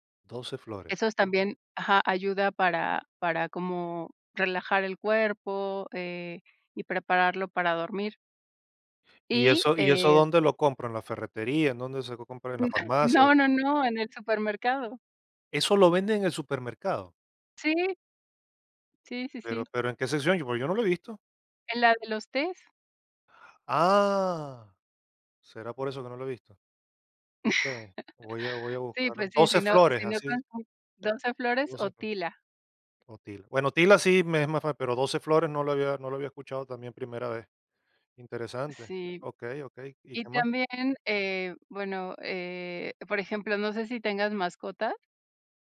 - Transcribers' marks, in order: laughing while speaking: "No"; unintelligible speech; tapping; surprised: "¡Ah!"; laugh; unintelligible speech
- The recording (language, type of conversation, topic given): Spanish, advice, ¿Cómo puedo manejar el insomnio persistente que afecta mi vida diaria?